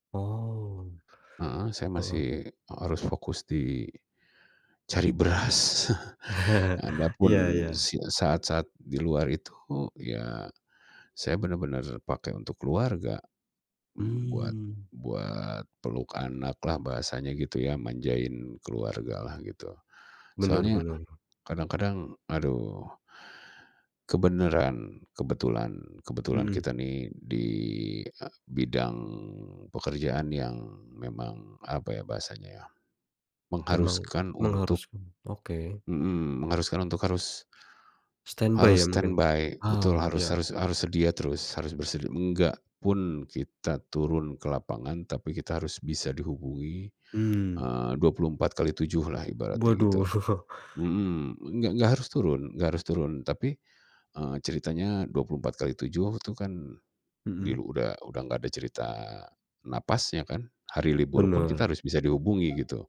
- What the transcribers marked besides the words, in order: chuckle; in English: "stand by"; in English: "Standby"; tapping; laughing while speaking: "Waduh"; chuckle
- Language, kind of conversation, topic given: Indonesian, podcast, Bagaimana kamu mengatur keseimbangan antara pekerjaan dan kehidupan pribadi?